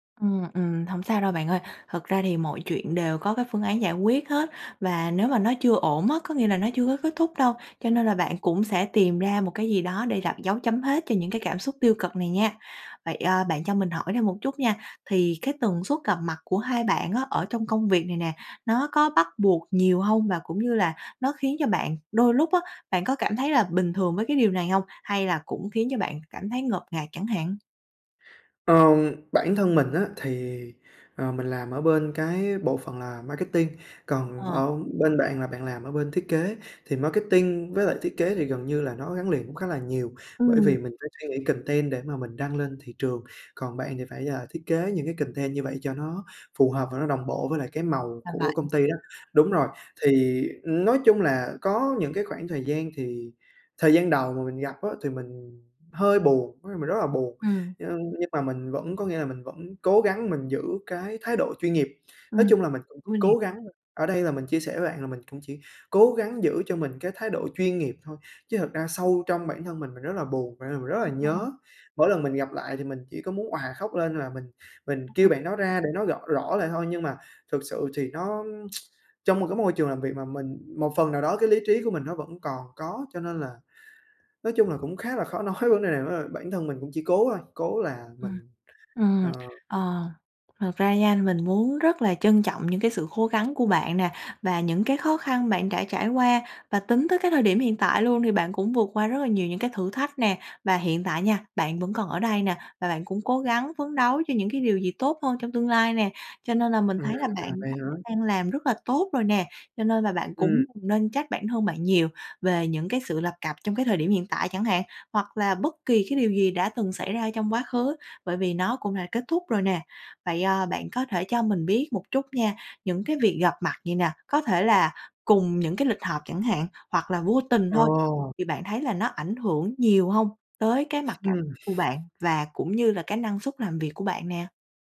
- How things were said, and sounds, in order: in English: "content"; in English: "content"; other background noise; unintelligible speech; unintelligible speech; tsk; laughing while speaking: "nói"; unintelligible speech; tapping
- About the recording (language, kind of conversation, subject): Vietnamese, advice, Làm sao để tiếp tục làm việc chuyên nghiệp khi phải gặp người yêu cũ ở nơi làm việc?
- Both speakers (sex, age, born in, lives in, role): female, 25-29, Vietnam, Vietnam, advisor; male, 20-24, Vietnam, Vietnam, user